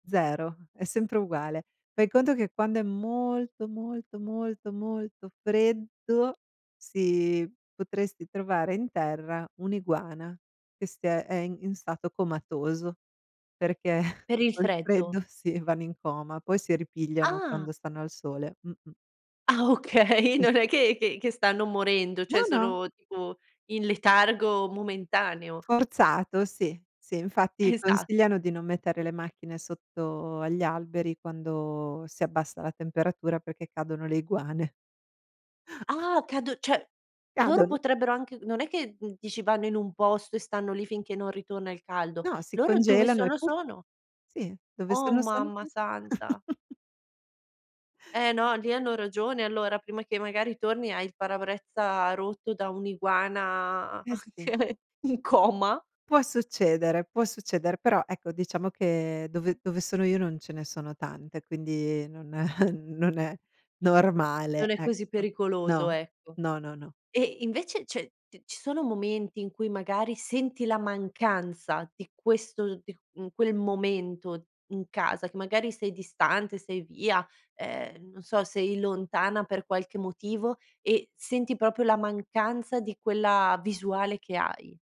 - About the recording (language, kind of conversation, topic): Italian, podcast, Qual è il gesto quotidiano che ti fa sentire a casa?
- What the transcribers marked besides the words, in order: chuckle; laughing while speaking: "okay"; chuckle; "cioè" said as "ceh"; put-on voice: "puff"; put-on voice: "puff"; chuckle; drawn out: "iguana"; laughing while speaking: "anche in coma"; chuckle; laughing while speaking: "è non è"; tapping